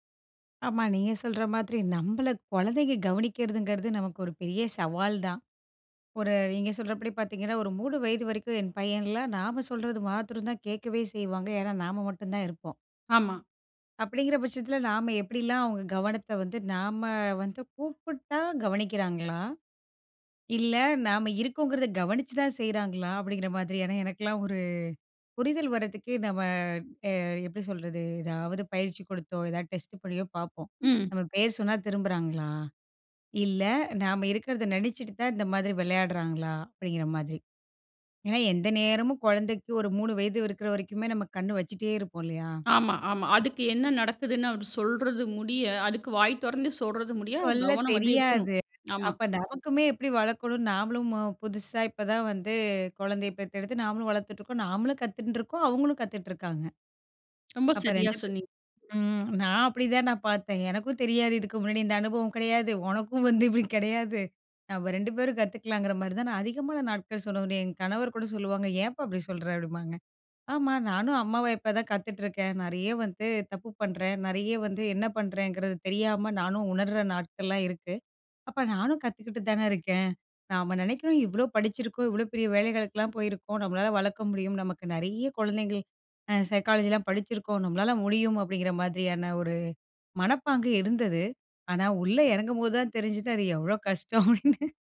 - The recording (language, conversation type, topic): Tamil, podcast, குழந்தைகள் அருகில் இருக்கும்போது அவர்களின் கவனத்தை வேறு விஷயத்திற்குத் திருப்புவது எப்படி?
- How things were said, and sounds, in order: in English: "டெஸ்ட்"; tsk; laughing while speaking: "ஒனக்கும் வந்து இப்டி கெடையாது"; trusting: "நாம நெனைக்றோம் இவ்ளோ படிச்சிருக்கோம், இவ்ளோ … ஒரு மனப்பாங்கு இருந்தது"; in English: "சைக்காலஜில்லாம்"; laughing while speaking: "கஷ்டம்? அப்டின்னு"